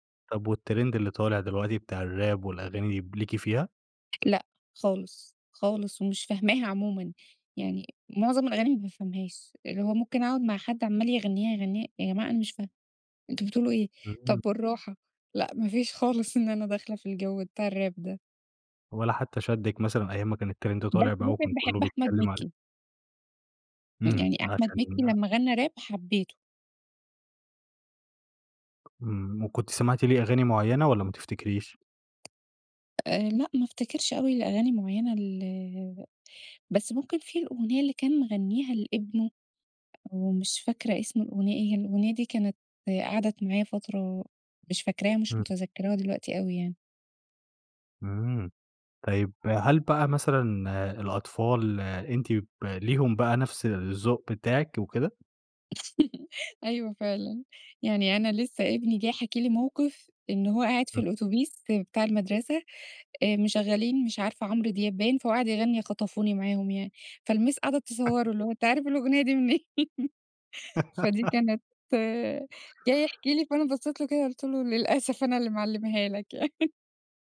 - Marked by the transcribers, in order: in English: "والترند"; in English: "الrap"; tapping; in English: "الراب"; in English: "الترند"; in English: "راب"; chuckle; chuckle; laughing while speaking: "منين؟"; chuckle; giggle; laughing while speaking: "يعني"; chuckle
- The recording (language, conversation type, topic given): Arabic, podcast, إيه أول أغنية خلتك تحب الموسيقى؟